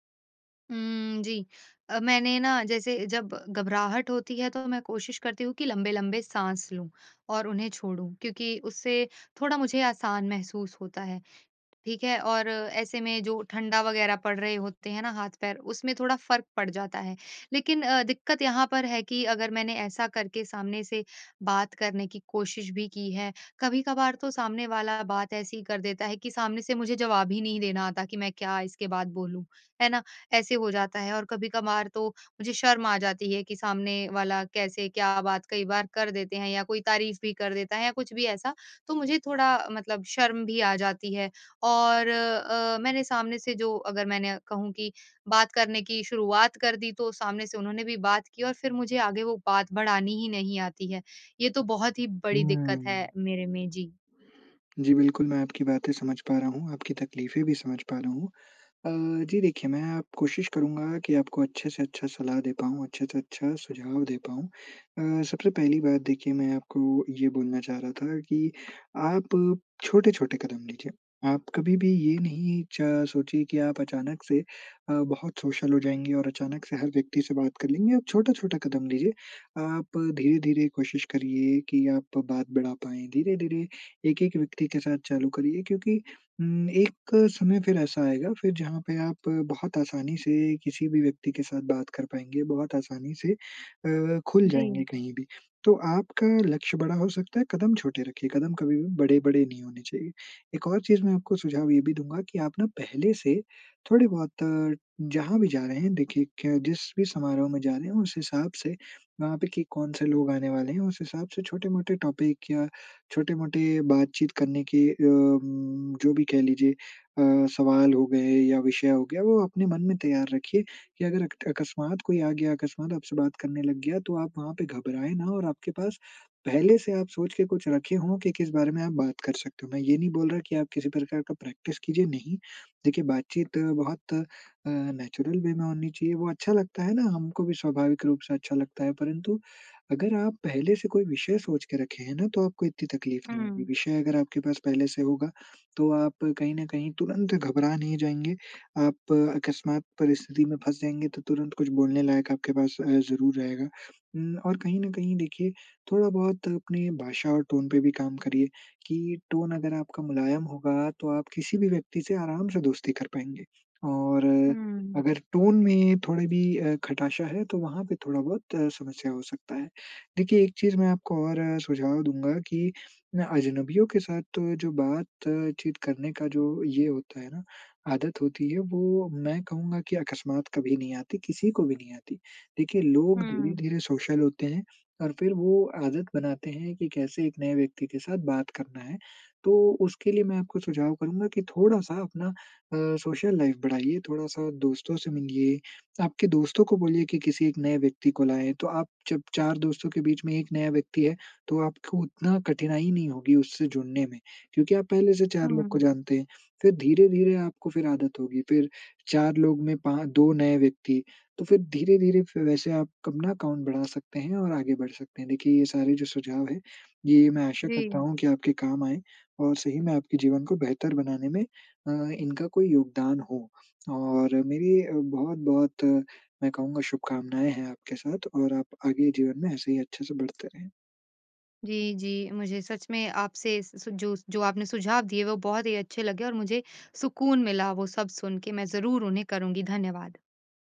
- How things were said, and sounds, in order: tapping; other background noise; in English: "सोशल"; in English: "टॉपिक"; in English: "प्रैक्टिस"; in English: "नेचुरल वे"; in English: "टोन"; in English: "टोन"; in English: "टोन"; in English: "सोशल"; in English: "सोशल लाइफ़"; in English: "अकाउंट"
- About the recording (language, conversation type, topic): Hindi, advice, आपको अजनबियों के साथ छोटी बातचीत करना क्यों कठिन लगता है?